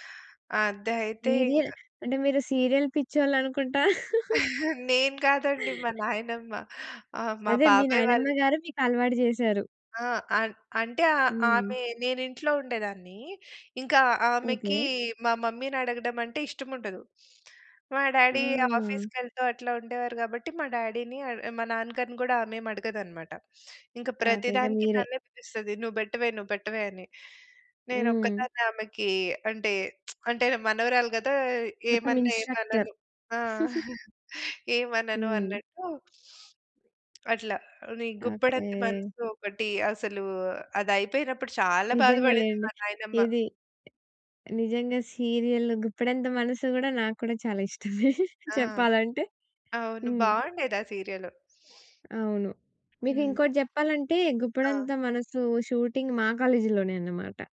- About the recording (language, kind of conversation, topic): Telugu, podcast, ఒక కార్యక్రమం ముగిసిన తర్వాత దాన్ని వదిలేయలేకపోయిన సందర్భం మీకు ఎప్పుడైనా ఉందా?
- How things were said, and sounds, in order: in English: "సీరియల్"; chuckle; in English: "డ్యాడీ ఆఫీస్‌కెళ్తూ"; in English: "డ్యాడీని"; in English: "ఇన్స్ట్రక్టర్"; lip smack; giggle; chuckle; sniff; tapping; in English: "సీరియల్"; laughing while speaking: "ఇష్ట‌మే చెప్పాలంటే"; sniff; in English: "షూటింగ్"